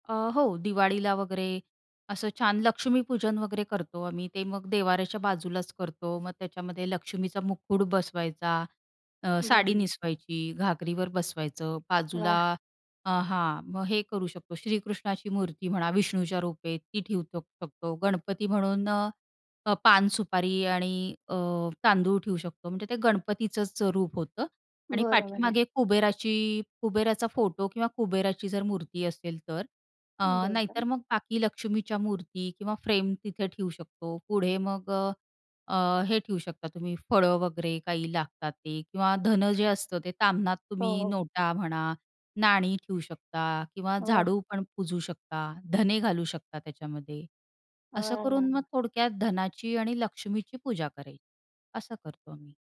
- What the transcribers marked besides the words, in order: tapping
- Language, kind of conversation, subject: Marathi, podcast, तुम्ही घरातील देवपूजा कधी आणि कशी करता?